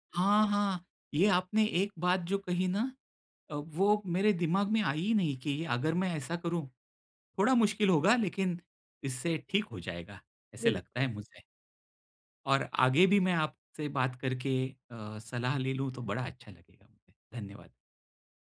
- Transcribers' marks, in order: none
- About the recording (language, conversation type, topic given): Hindi, advice, आप आत्म-आलोचना छोड़कर खुद के प्रति सहानुभूति कैसे विकसित कर सकते हैं?